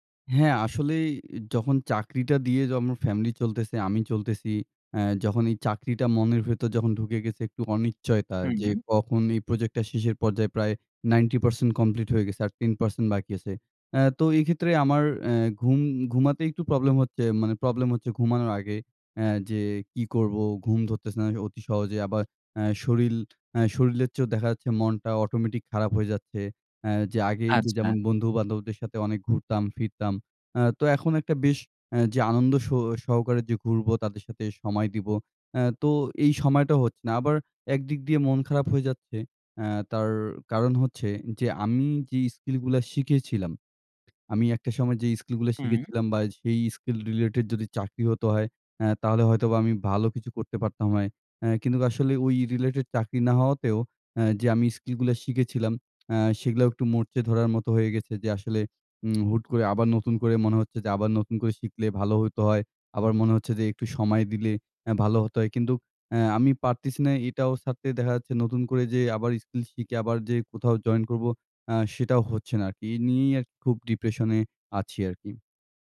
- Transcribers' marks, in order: "যেমন" said as "যমন"; "শরীর" said as "শরীল"; "শরীরের" said as "শরীলের"; other noise; in English: "স্কিল রিলেটেড"; tapping; lip smack; wind
- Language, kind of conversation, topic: Bengali, advice, চাকরিতে কাজের অর্থহীনতা অনুভব করছি, জীবনের উদ্দেশ্য কীভাবে খুঁজে পাব?